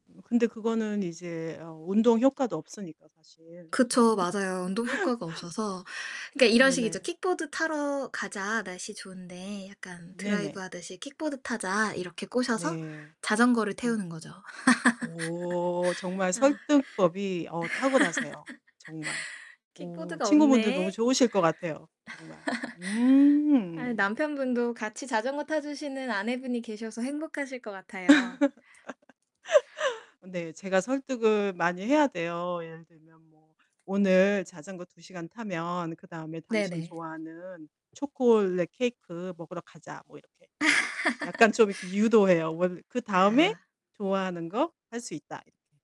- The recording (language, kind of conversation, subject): Korean, unstructured, 운동을 싫어하는 사람들을 가장 효과적으로 설득하는 방법은 무엇일까요?
- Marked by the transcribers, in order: static; tapping; laugh; laugh; laugh; laugh; other background noise; laugh; distorted speech